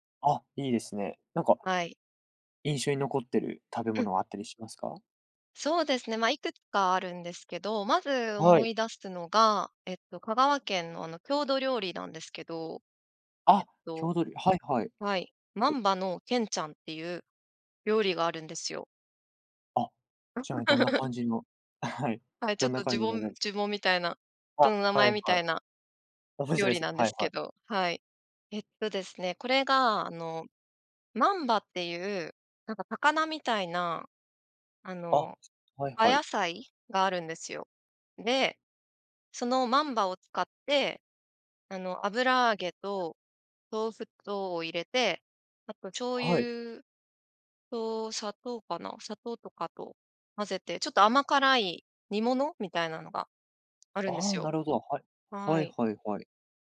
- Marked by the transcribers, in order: other background noise; laugh; laughing while speaking: "あ、はい"; laughing while speaking: "面白いす"; "葉野菜" said as "あやさい"
- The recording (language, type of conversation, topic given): Japanese, podcast, おばあちゃんのレシピにはどんな思い出がありますか？